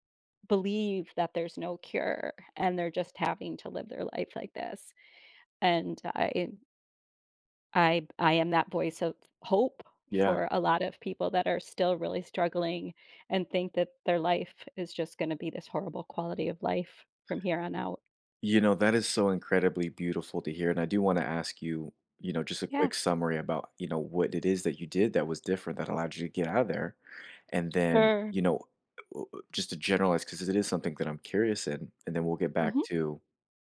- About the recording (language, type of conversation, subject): English, unstructured, How can I stay hopeful after illness or injury?
- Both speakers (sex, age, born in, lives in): female, 50-54, United States, United States; male, 20-24, United States, United States
- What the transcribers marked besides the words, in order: other background noise